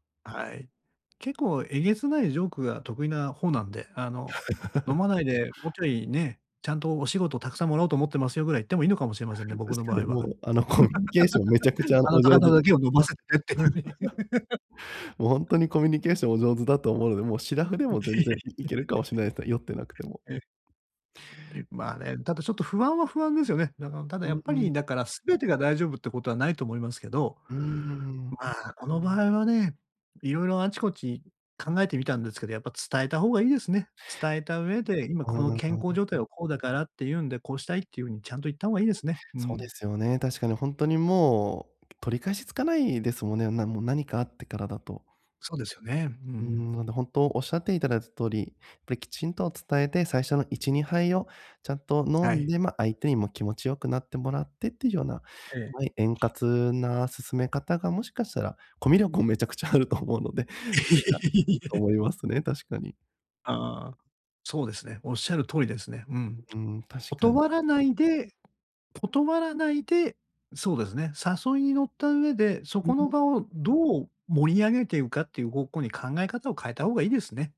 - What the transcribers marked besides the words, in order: laugh; chuckle; laughing while speaking: "あの、コミュニケーションめちゃくちゃお上手だ"; laugh; laughing while speaking: "飲ませてっていう風に"; laugh; laugh; other noise; laughing while speaking: "いえ"
- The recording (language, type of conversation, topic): Japanese, advice, 断りづらい誘いを上手にかわすにはどうすればいいですか？
- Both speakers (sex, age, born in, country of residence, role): male, 30-34, Japan, Japan, advisor; male, 60-64, Japan, Japan, user